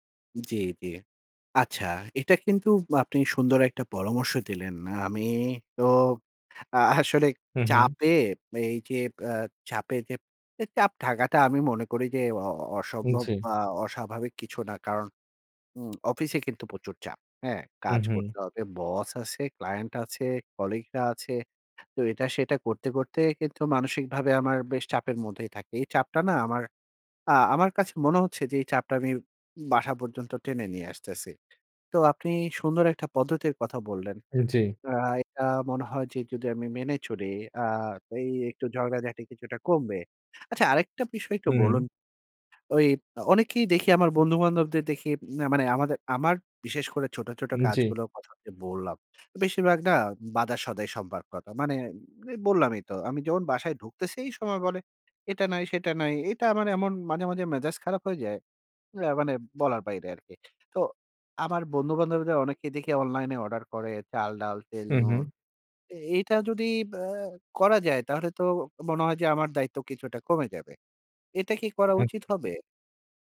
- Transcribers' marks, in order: drawn out: "আমি"; laughing while speaking: "আসলে চাপে"
- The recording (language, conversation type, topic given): Bengali, advice, দৈনন্দিন ছোটখাটো দায়িত্বেও কেন আপনার অতিরিক্ত চাপ অনুভূত হয়?